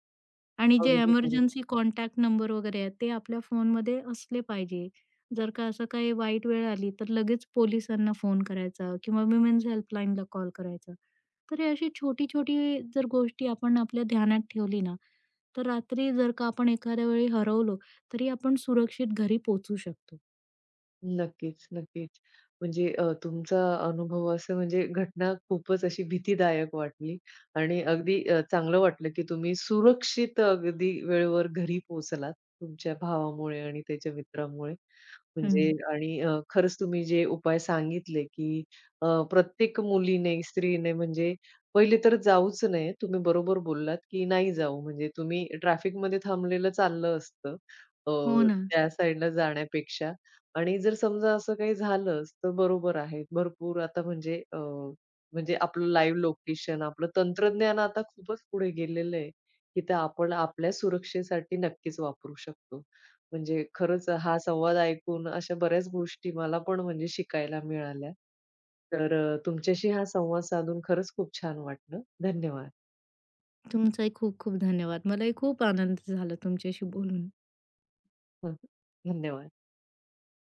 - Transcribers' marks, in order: in English: "कॉन्टॅक्ट"; in English: "लाईव्ह"; tapping
- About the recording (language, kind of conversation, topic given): Marathi, podcast, रात्री वाट चुकल्यावर सुरक्षित राहण्यासाठी तू काय केलंस?